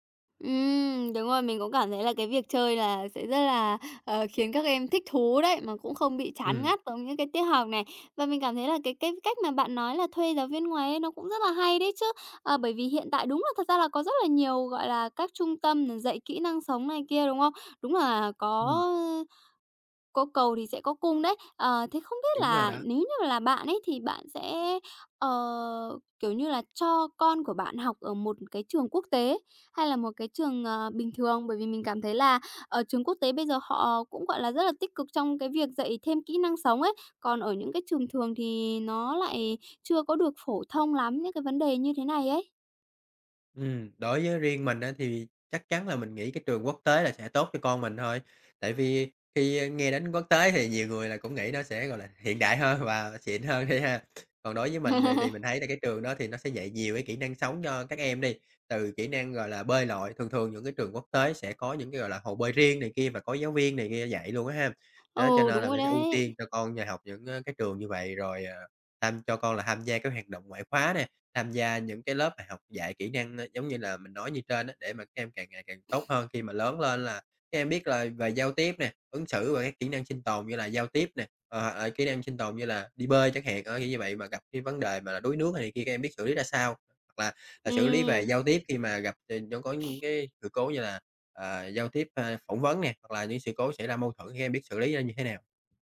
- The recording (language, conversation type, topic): Vietnamese, podcast, Bạn nghĩ nhà trường nên dạy kỹ năng sống như thế nào?
- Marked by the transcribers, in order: other background noise; tapping; laughing while speaking: "hơn"; laughing while speaking: "đi"; laugh; sniff; sniff